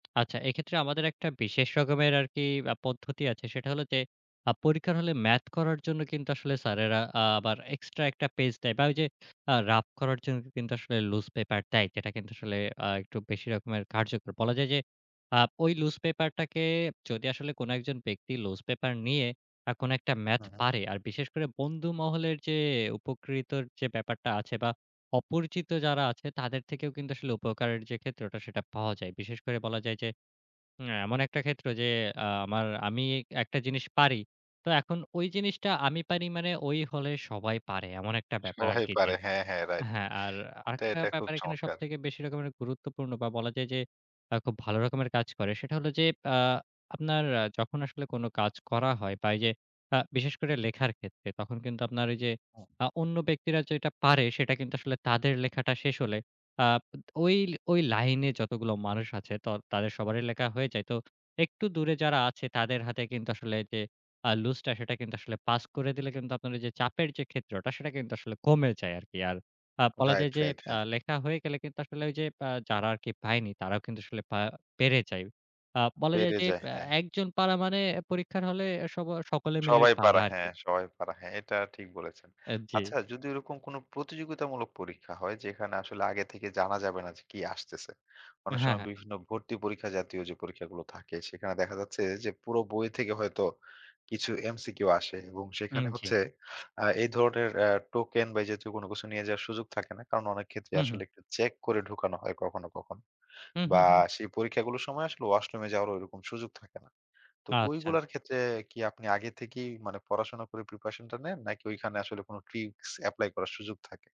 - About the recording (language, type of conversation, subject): Bengali, podcast, পরীক্ষার চাপ সামলাতে তুমি কী কী করো?
- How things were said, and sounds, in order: other background noise; tapping